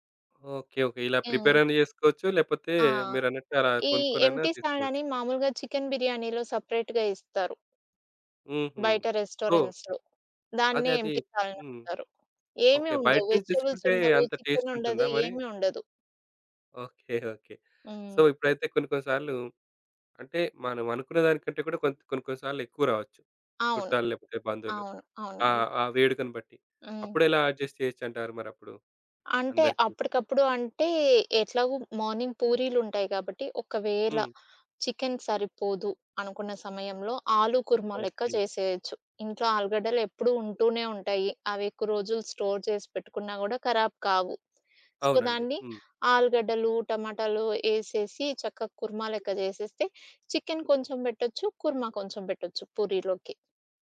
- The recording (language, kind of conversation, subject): Telugu, podcast, ఒక చిన్న బడ్జెట్‌లో పెద్ద విందు వంటకాలను ఎలా ప్రణాళిక చేస్తారు?
- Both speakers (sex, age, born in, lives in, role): female, 30-34, India, United States, guest; male, 35-39, India, India, host
- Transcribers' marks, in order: in English: "ఎంప్టి"; in English: "సపరేట్‌గా"; in English: "రెస్టారెంట్స్‌లో"; in English: "ఎంప్టి"; in English: "వెజిటబుల్స్"; in English: "టేస్ట్"; chuckle; in English: "సో"; in English: "అడ్జస్ట్"; in English: "మార్నింగ్"; in Hindi: "ఆలు కూర్మ"; in English: "స్టోర్"; in Hindi: "ఖరాబ్"; in English: "సో"